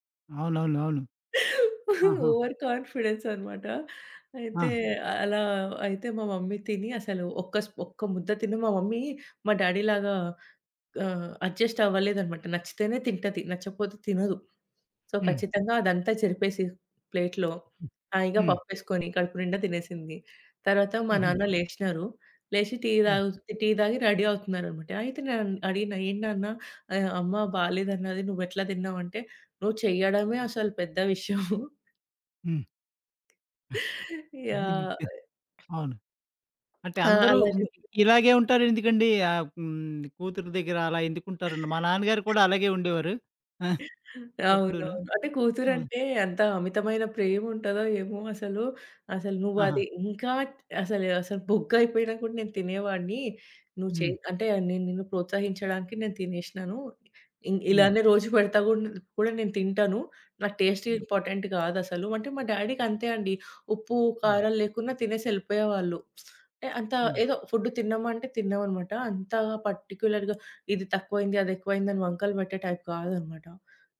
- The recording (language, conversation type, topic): Telugu, podcast, మీకు గుర్తున్న మొదటి వంట జ్ఞాపకం ఏమిటి?
- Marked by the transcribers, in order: giggle; in English: "ఓవర్ కాన్ఫిడెన్స్"; in English: "మమ్మీ"; in English: "మమ్మీ"; in English: "డ్యాడీ"; in English: "అడ్జస్ట్"; in English: "సో"; in English: "ప్లేట్‌లో"; in English: "రడీ"; chuckle; other background noise; tapping; unintelligible speech; giggle; in English: "టేస్ట్ ఇంపార్టెంట్"; in English: "డ్యాడీ‌కంతే"; lip smack; in English: "ఫుడ్"; in English: "పర్టిక్యులర్‌గా"; in English: "టైప్"